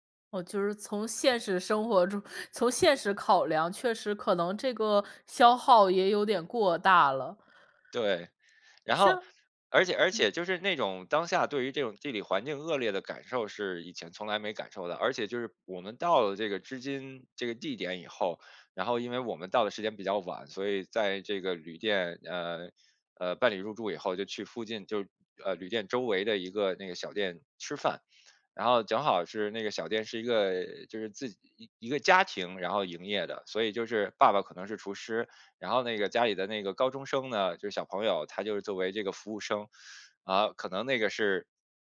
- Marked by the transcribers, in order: none
- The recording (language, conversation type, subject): Chinese, podcast, 哪一次旅行让你更懂得感恩或更珍惜当下？